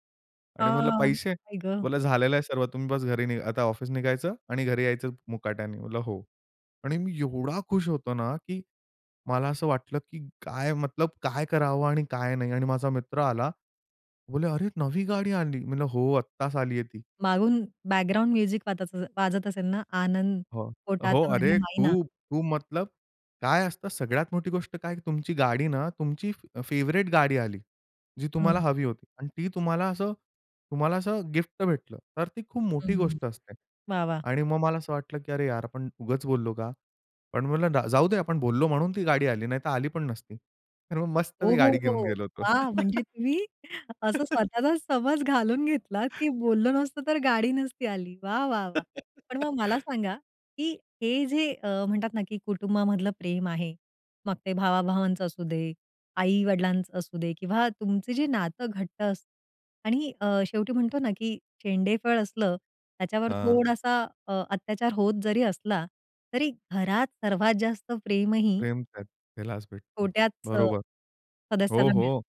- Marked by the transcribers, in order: sad: "आई गं"; in English: "म्युझिक"; in English: "फेव्हरेट"; laughing while speaking: "म्हणजे तुम्ही असं स्वतःला समज … गाडी नसती आली"; laugh; laugh; other background noise
- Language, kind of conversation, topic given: Marathi, podcast, मतभेद असताना कुटुंबात निर्णयाबाबत सामंजस्य तुम्ही कसे साधता?